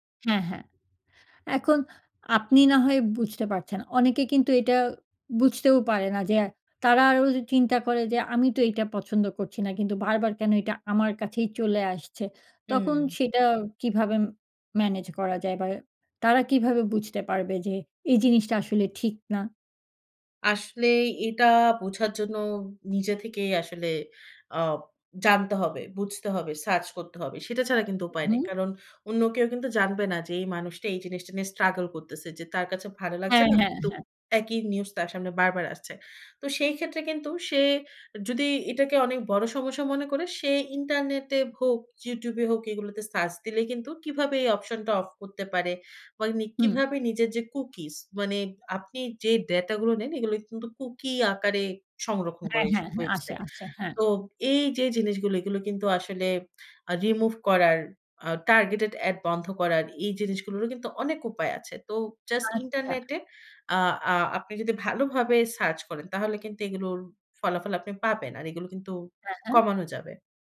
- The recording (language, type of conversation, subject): Bengali, podcast, ফেক নিউজ চিনতে তুমি কী কৌশল ব্যবহার করো?
- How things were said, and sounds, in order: none